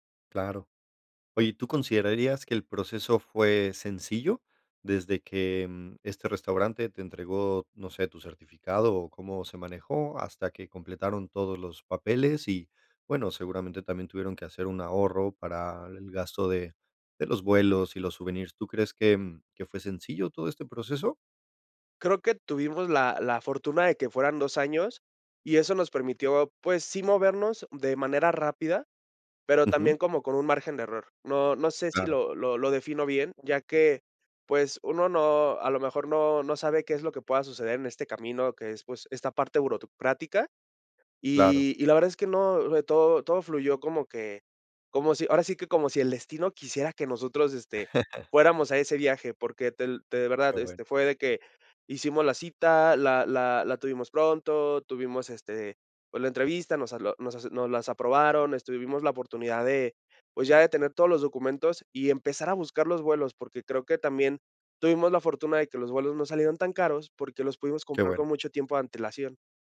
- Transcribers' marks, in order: "burocrática" said as "burotoprática"; laugh
- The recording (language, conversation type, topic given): Spanish, podcast, ¿Me puedes contar sobre un viaje improvisado e inolvidable?